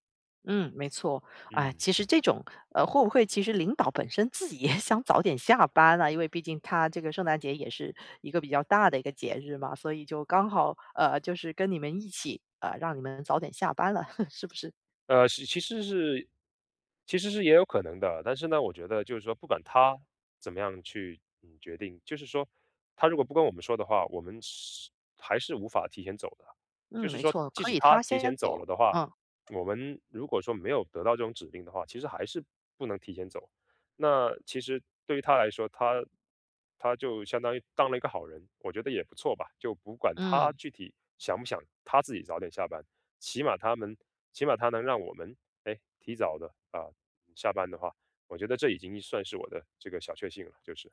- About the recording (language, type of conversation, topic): Chinese, podcast, 能聊聊你日常里的小确幸吗？
- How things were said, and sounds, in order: laughing while speaking: "也"; laugh